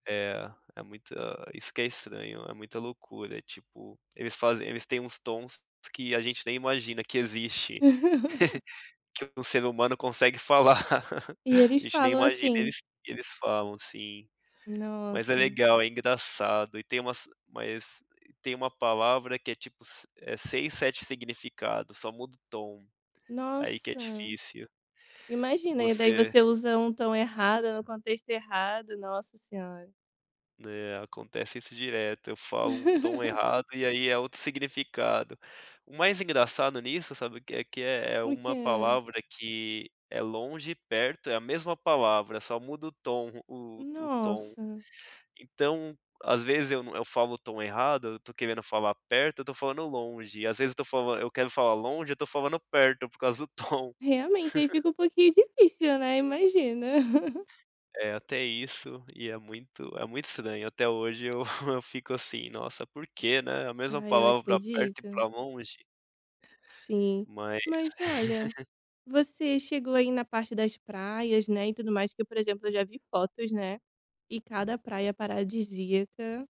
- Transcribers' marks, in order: tapping; chuckle; chuckle; chuckle; chuckle; other background noise; chuckle
- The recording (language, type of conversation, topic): Portuguese, podcast, Que lugar te rendeu uma história para contar a vida toda?